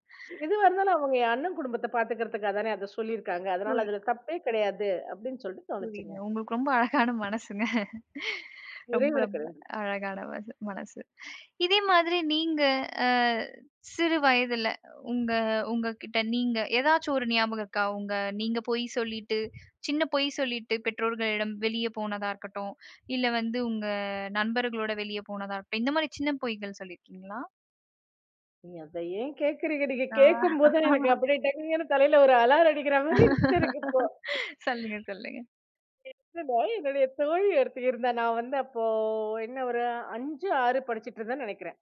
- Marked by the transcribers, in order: other noise; laughing while speaking: "உங்களுக்கு ரொம்ப அழகான மனசுங்க ரொம்ப ரொம்ப அழகான மன மனசு"; snort; laugh; other background noise; laugh
- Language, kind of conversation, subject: Tamil, podcast, மிதமான சின்ன பொய்கள் பற்றி உங்கள் பார்வை என்ன?